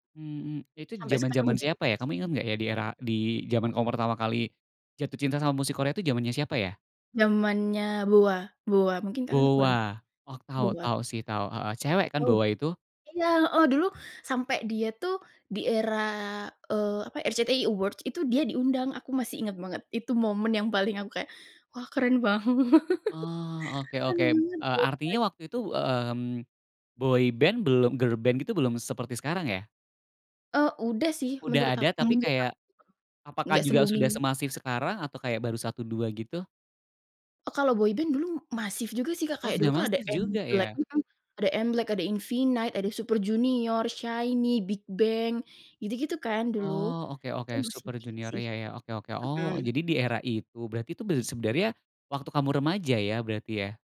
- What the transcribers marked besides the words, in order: other background noise; laughing while speaking: "banget"; chuckle; in English: "boy"; in English: "girl"; in English: "se-booming"
- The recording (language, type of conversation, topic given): Indonesian, podcast, Lagu apa yang pertama kali membuat kamu merasa benar-benar terhubung dengan musik?